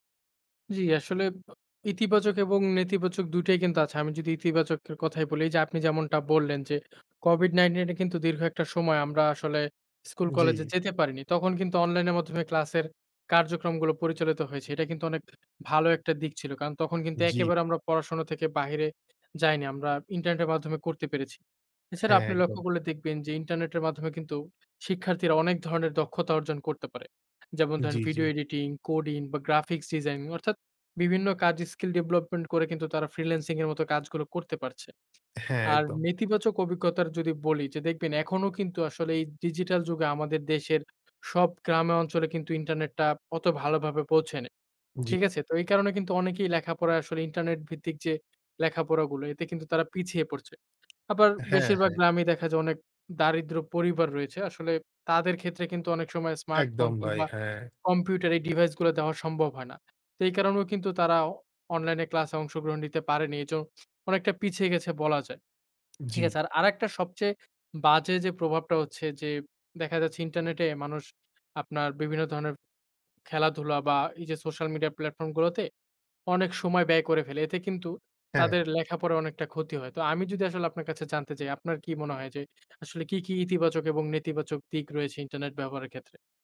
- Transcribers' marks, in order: other background noise; tapping
- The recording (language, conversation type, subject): Bengali, unstructured, শিক্ষার্থীদের জন্য আধুনিক প্রযুক্তি ব্যবহার করা কতটা জরুরি?